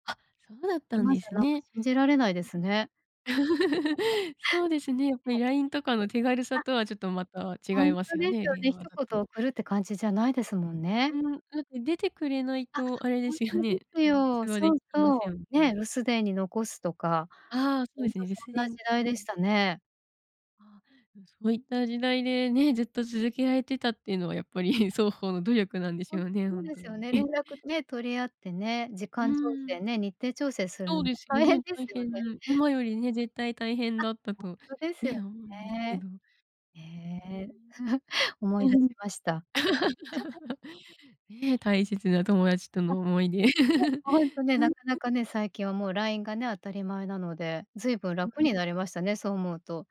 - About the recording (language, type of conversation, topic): Japanese, podcast, 友達関係を長く続けるための秘訣は何ですか？
- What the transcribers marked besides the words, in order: other background noise; laugh; tapping; chuckle; chuckle; chuckle; laugh; laugh